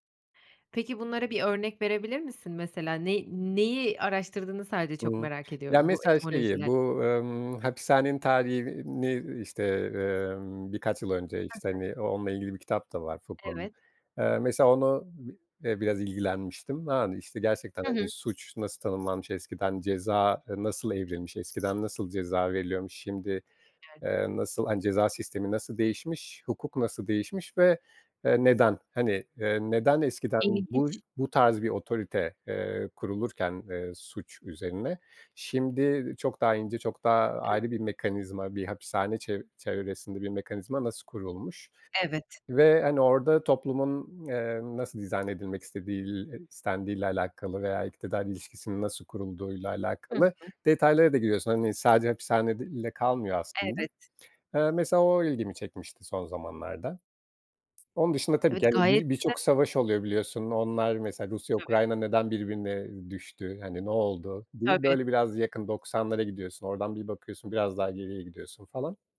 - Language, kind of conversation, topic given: Turkish, podcast, Kendi kendine öğrenmek mümkün mü, nasıl?
- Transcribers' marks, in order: other background noise; unintelligible speech; tapping